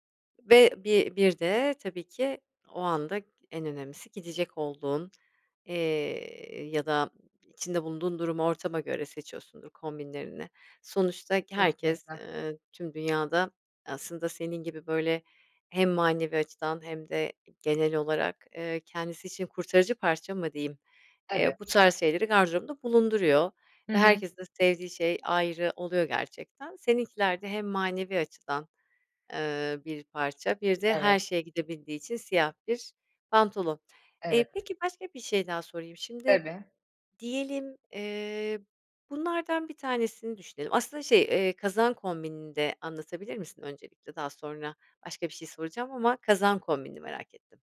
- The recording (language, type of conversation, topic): Turkish, podcast, Gardırobunuzda vazgeçemediğiniz parça hangisi ve neden?
- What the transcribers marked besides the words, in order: none